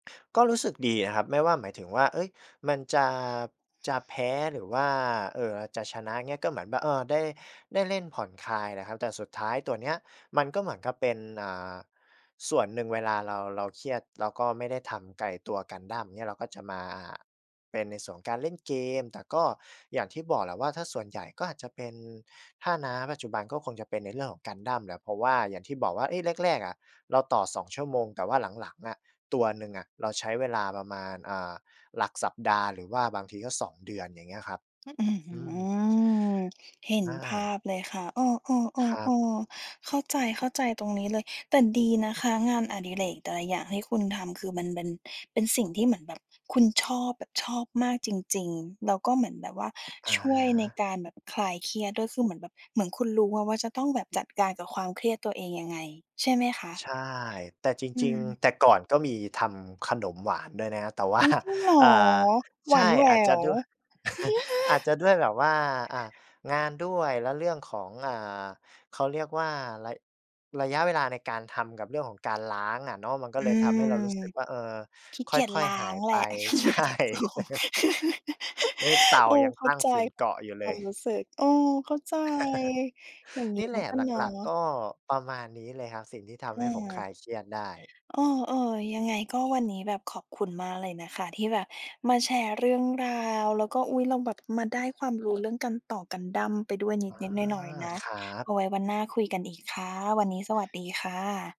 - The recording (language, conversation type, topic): Thai, podcast, อะไรบ้างที่ช่วยลดความเครียดของคุณได้?
- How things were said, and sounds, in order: other background noise; laugh; chuckle; laugh; laugh; laughing while speaking: "ใช่"; laugh; laugh